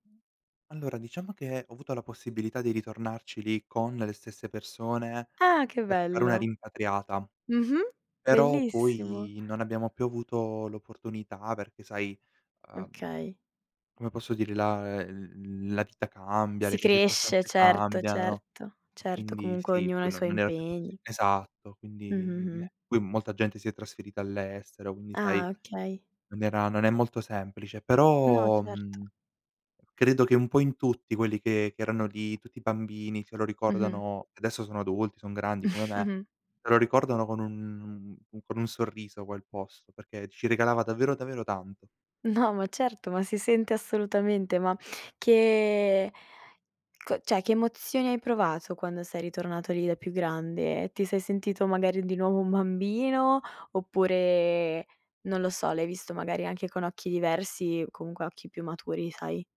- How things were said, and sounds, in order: chuckle; laughing while speaking: "No"; "cioè" said as "ceh"
- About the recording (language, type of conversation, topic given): Italian, podcast, Che ricordo d’infanzia legato alla natura ti è rimasto più dentro?